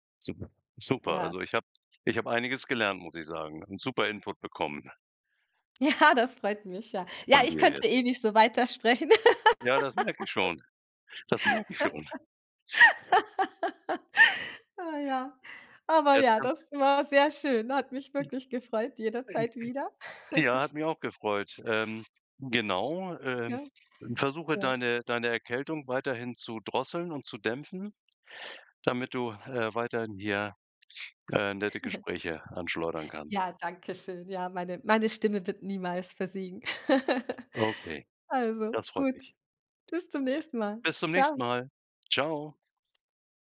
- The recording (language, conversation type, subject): German, podcast, Welche Serie empfiehlst du gerade und warum?
- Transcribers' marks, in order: laughing while speaking: "Ja"; laugh; laughing while speaking: "Ah, ja. Aber ja, das … gefreut, jederzeit wieder"; unintelligible speech; laugh; chuckle; laugh; joyful: "Tschau"